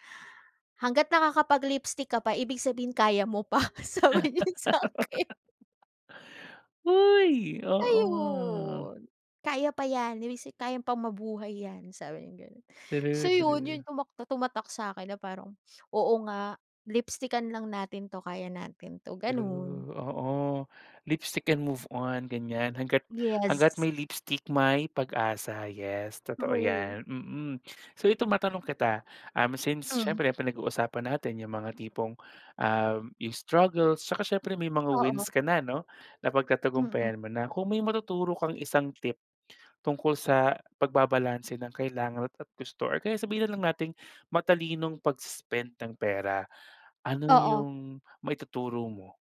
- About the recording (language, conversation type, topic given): Filipino, podcast, Paano mo pinag-iiba ang mga kailangan at gusto sa tuwing namimili ka?
- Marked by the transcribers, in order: laugh; laughing while speaking: "sabi niya sa'kin"; drawn out: "Ayun"; other noise; tapping